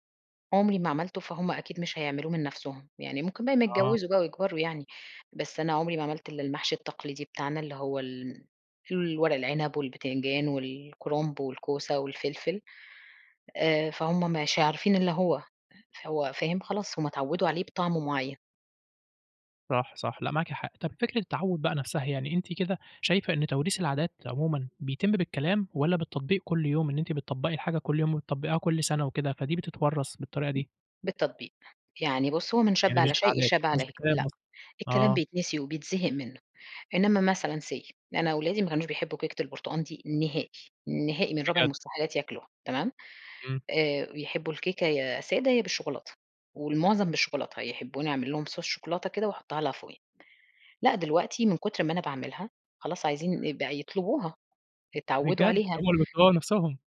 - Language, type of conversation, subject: Arabic, podcast, إزاي بتورّثوا العادات والأكلات في بيتكم؟
- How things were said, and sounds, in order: other background noise; in English: "say"